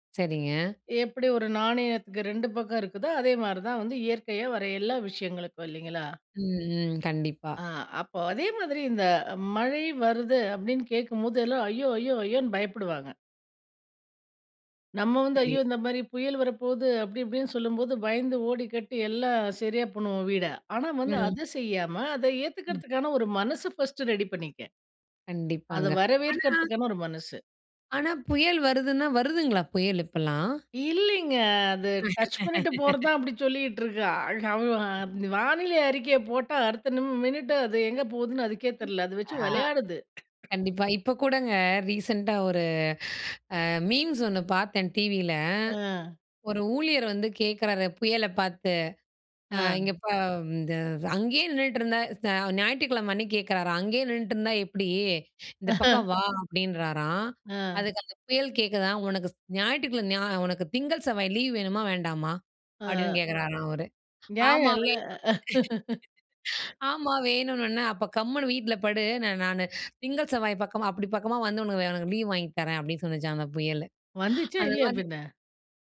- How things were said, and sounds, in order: other background noise; laugh; tapping; cough; in English: "ரீசென்ட்டா"; in English: "மீம்ஸ்"; chuckle; background speech; laugh; laugh
- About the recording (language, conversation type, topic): Tamil, podcast, மழையால் நமது அன்றாட வாழ்க்கையில் என்னென்ன மாற்றங்கள் ஏற்படுகின்றன?